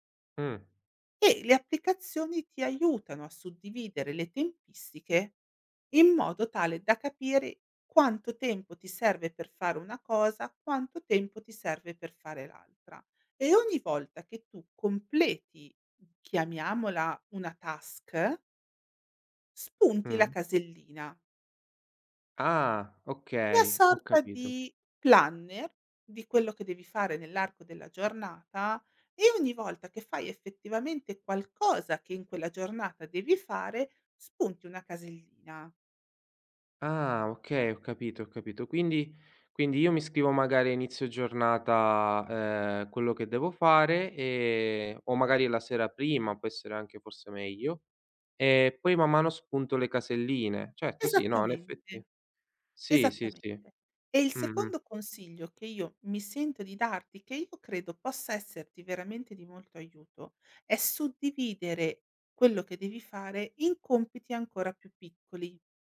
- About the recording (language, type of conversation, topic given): Italian, advice, Perché continuo a procrastinare su compiti importanti anche quando ho tempo disponibile?
- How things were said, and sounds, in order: in English: "task"; in English: "planner"